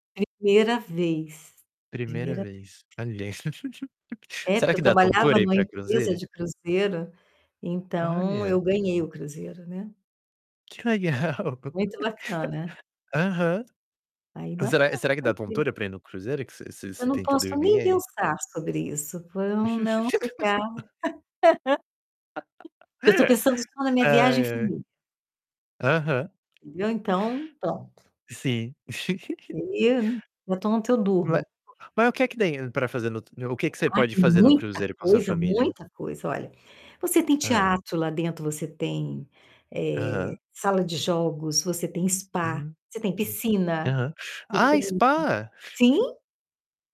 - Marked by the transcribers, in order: distorted speech; tapping; laugh; laughing while speaking: "legal"; laugh; laugh; unintelligible speech; chuckle
- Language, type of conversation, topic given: Portuguese, unstructured, Como você costuma passar o tempo com sua família?